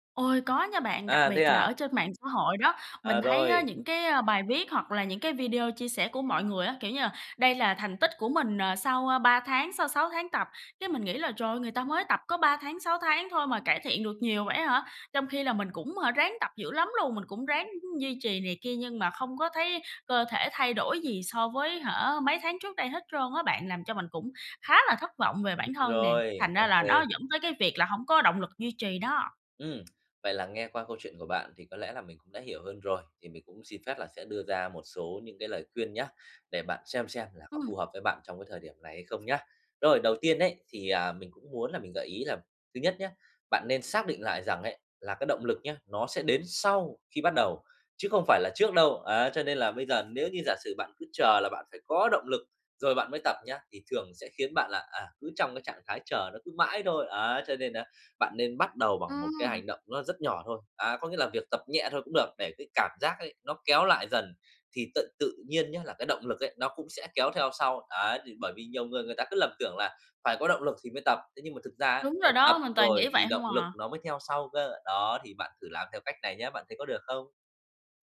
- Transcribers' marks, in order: tapping; other background noise
- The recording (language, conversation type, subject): Vietnamese, advice, Làm sao tôi có thể tìm động lực để bắt đầu tập luyện đều đặn?